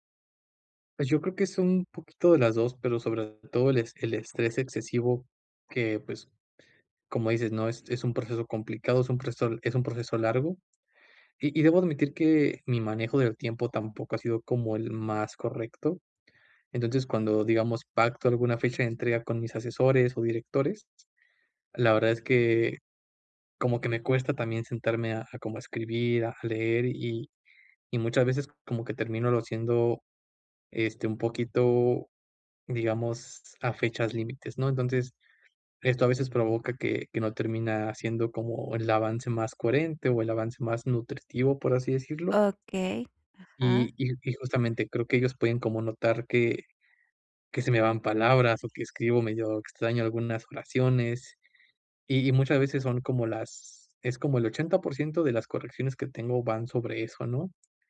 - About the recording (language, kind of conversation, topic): Spanish, advice, ¿Cómo puedo dejar de castigarme tanto por mis errores y evitar que la autocrítica frene mi progreso?
- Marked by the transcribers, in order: none